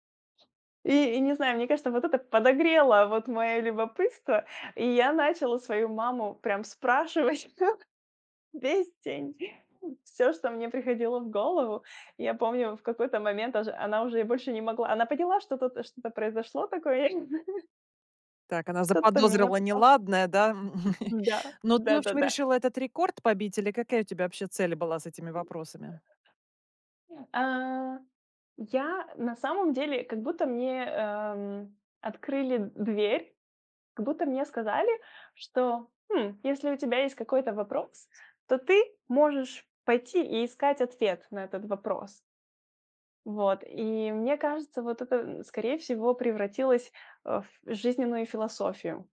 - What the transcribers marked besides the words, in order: laughing while speaking: "спрашивать"; laugh; chuckle; other background noise
- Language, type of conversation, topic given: Russian, podcast, Что вдохновляет тебя на новые проекты?